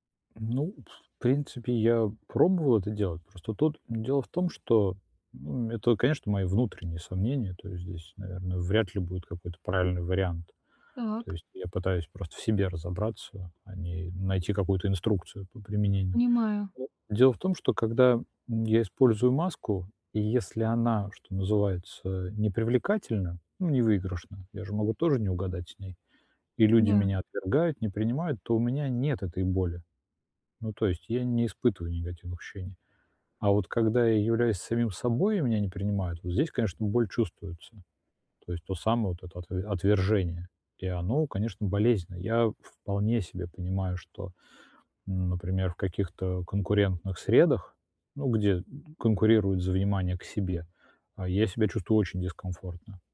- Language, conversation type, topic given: Russian, advice, Как перестать бояться быть собой на вечеринках среди друзей?
- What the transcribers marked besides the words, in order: tapping; other noise